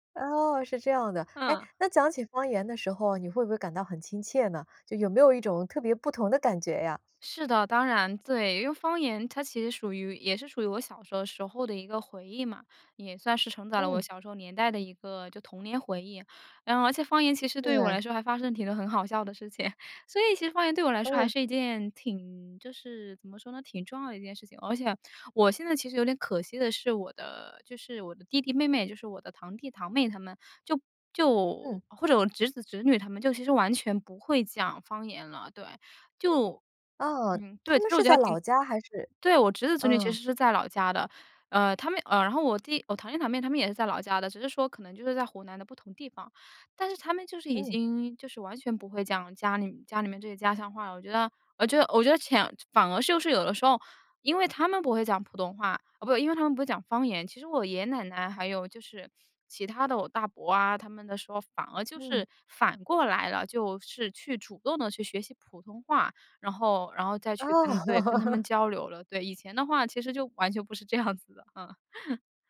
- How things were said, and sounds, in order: laughing while speaking: "事情"; laugh; laughing while speaking: "这样子的，啊"; chuckle
- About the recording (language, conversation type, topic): Chinese, podcast, 你怎么看待方言的重要性？